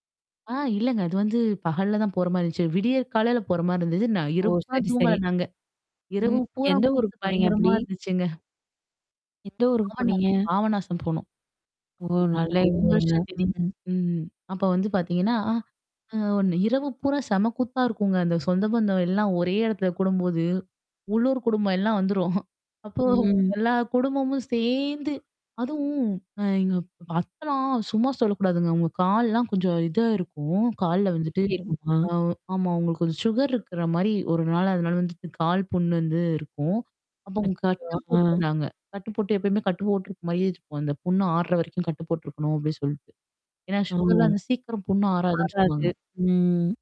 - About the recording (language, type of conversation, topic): Tamil, podcast, ஒரு உள்ளூர் குடும்பத்துடன் சேர்ந்து விருந்துணர்ந்த அனுபவம் உங்களுக்கு எப்படி இருந்தது?
- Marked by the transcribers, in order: static; distorted speech; other background noise; laughing while speaking: "வந்துரும்"; tapping; in English: "சுகர்"; unintelligible speech; in English: "சுகர்லாம்"